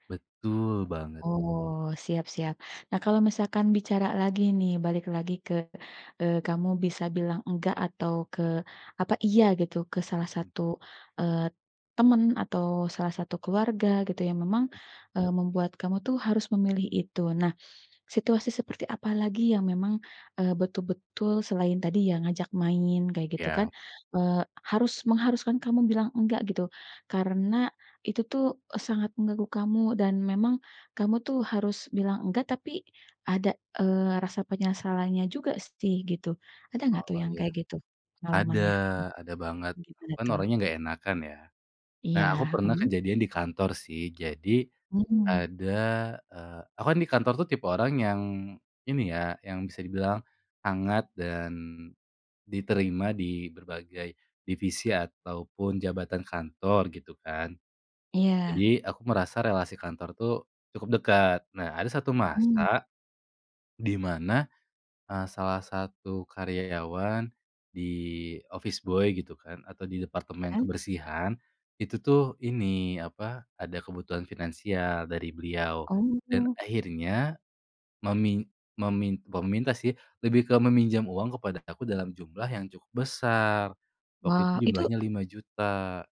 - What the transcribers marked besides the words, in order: unintelligible speech; tapping; in English: "office boy"
- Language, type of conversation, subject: Indonesian, podcast, Bagaimana cara kamu bilang tidak tanpa merasa bersalah?